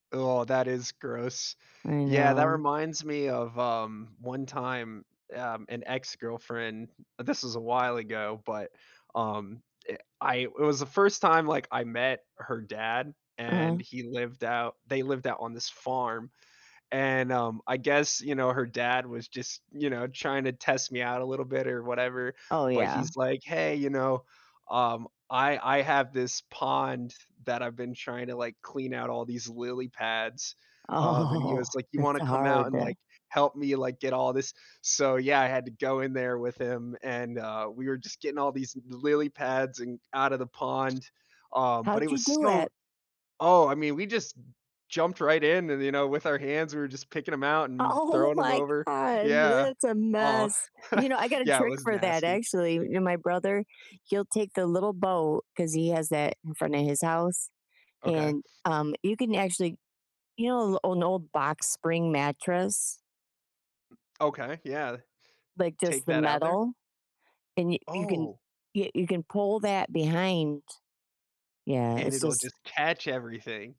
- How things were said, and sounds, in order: disgusted: "Oh, that is gross"; laughing while speaking: "Oh"; other background noise; surprised: "O oh my god"; chuckle; tapping; stressed: "catch"
- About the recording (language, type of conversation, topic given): English, unstructured, What hobby do you think is particularly messy or gross?